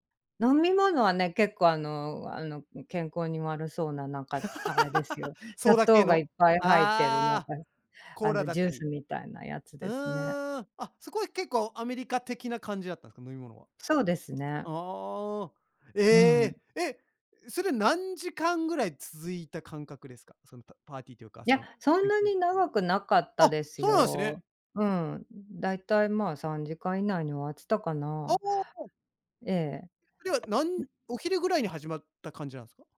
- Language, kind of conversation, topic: Japanese, podcast, 現地の家庭に呼ばれた経験はどんなものでしたか？
- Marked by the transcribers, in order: laugh; unintelligible speech; tapping